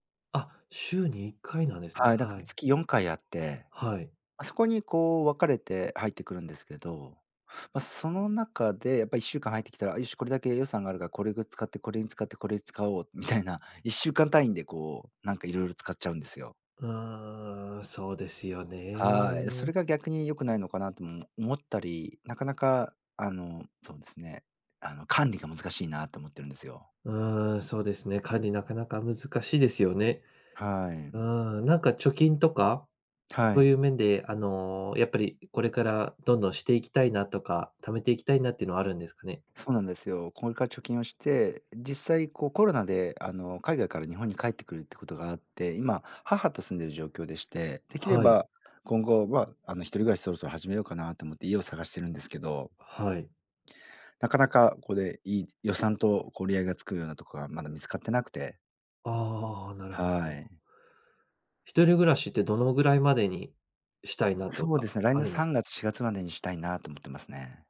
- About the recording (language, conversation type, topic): Japanese, advice, 貯金する習慣や予算を立てる習慣が身につかないのですが、どうすれば続けられますか？
- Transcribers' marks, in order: laughing while speaking: "使おうみたいな"